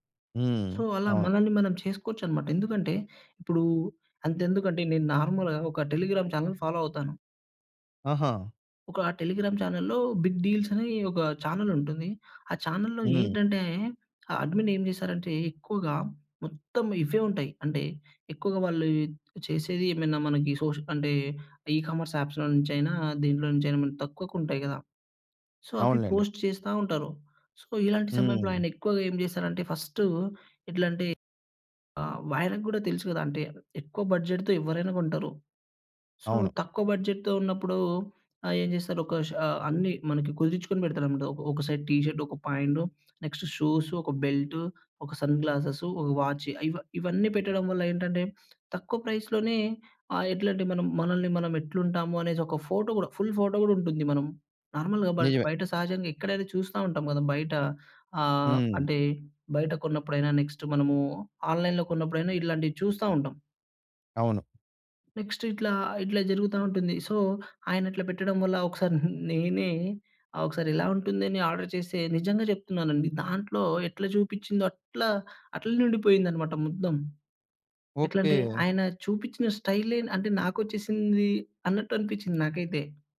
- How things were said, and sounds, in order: in English: "సో"; in English: "నార్మల్‌గా"; in English: "టెలిగ్రామ్ చానెల్ ఫాలో"; in English: "టెలిగ్రామ్ చానెల్‌లో బిగ్ డీల్స్"; in English: "చానెల్‌లో"; in English: "అడ్మిన్"; in English: "ఈ కామర్స్ అప్స్‌లో"; in English: "సో"; in English: "పోస్ట్"; in English: "సో"; in English: "బడ్జెట్‌తో"; in English: "సో"; in English: "సైడ్"; in English: "నెక్స్ట్ షూస్"; in English: "సన్ గ్లాసెస్"; in English: "ప్రైస్‌లోనే"; in English: "ఫుల్ ఫోటో"; in English: "నార్మల్‌గా"; in English: "నెక్స్ట్"; in English: "ఆన్‍లైన్‍లో"; other background noise; in English: "నెక్స్ట్"; in English: "సో"; chuckle; in English: "ఆర్డర్"
- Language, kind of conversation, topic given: Telugu, podcast, సోషల్ మీడియా మీ లుక్‌పై ఎంత ప్రభావం చూపింది?